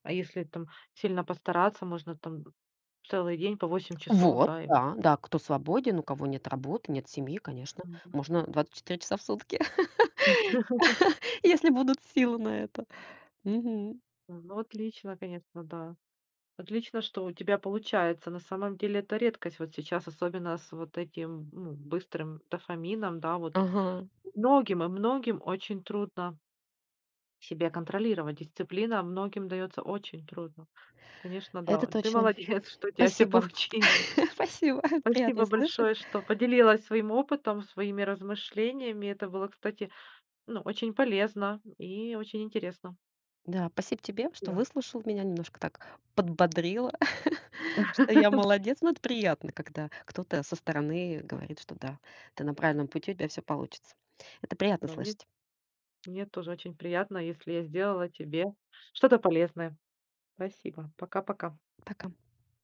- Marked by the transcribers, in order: tapping; laugh; laughing while speaking: "молодец, что у тебя всё получилось!"; chuckle; laughing while speaking: "Спасибо"; laugh; other background noise
- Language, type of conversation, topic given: Russian, podcast, Как справляться с прокрастинацией при учёбе?